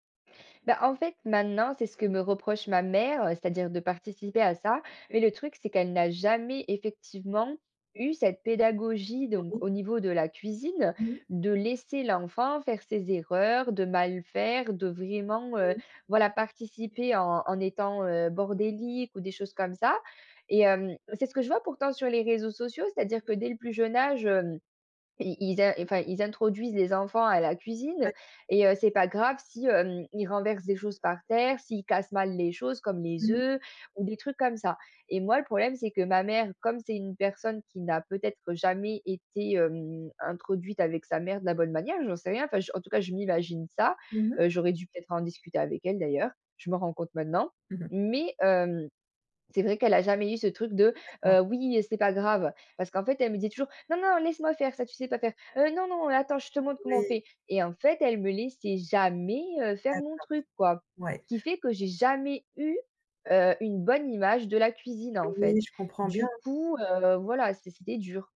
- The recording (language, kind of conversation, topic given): French, advice, Comment puis-je surmonter ma peur d’échouer en cuisine et commencer sans me sentir paralysé ?
- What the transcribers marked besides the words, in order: unintelligible speech; unintelligible speech; other background noise; stressed: "jamais"